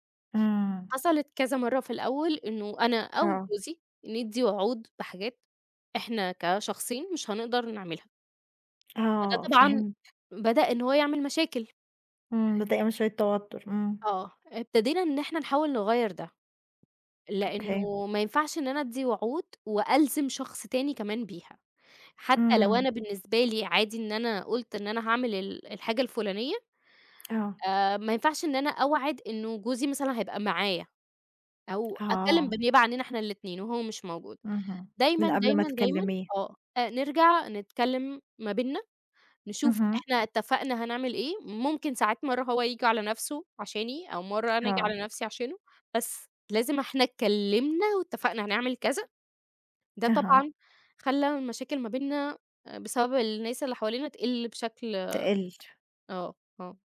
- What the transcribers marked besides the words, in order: tapping
- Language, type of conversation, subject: Arabic, podcast, إزاي بتعرف إمتى تقول أيوه وإمتى تقول لأ؟